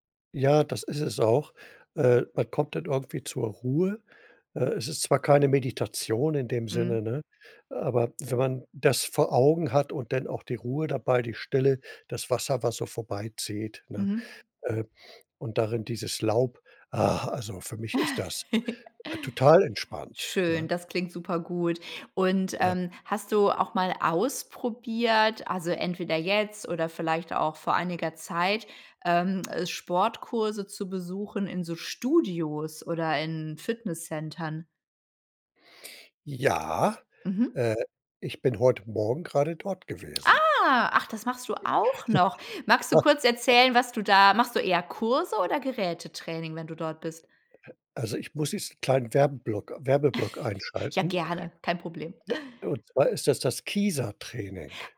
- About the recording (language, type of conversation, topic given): German, podcast, Wie trainierst du, wenn du nur 20 Minuten Zeit hast?
- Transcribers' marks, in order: laugh; drawn out: "Ja"; surprised: "Ah, ach, das machst du auch noch"; other noise; chuckle; chuckle